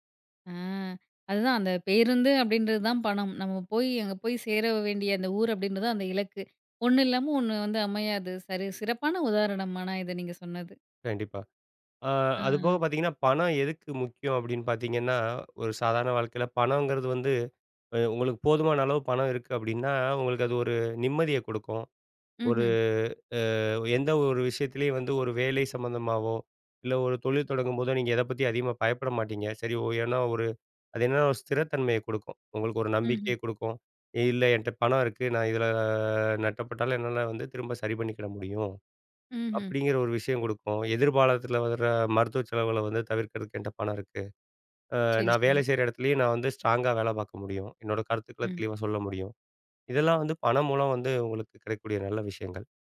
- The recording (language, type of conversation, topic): Tamil, podcast, பணம் அல்லது வாழ்க்கையின் அர்த்தம்—உங்களுக்கு எது முக்கியம்?
- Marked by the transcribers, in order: drawn out: "இதுல"; in English: "ஸ்ட்ராங்கா"